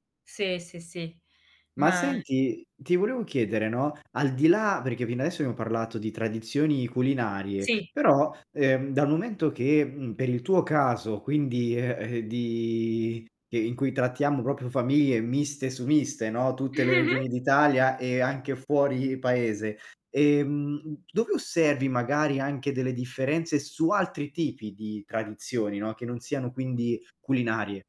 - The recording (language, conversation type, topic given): Italian, podcast, Come si conciliano tradizioni diverse nelle famiglie miste?
- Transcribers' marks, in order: other background noise; "proprio" said as "propio"; giggle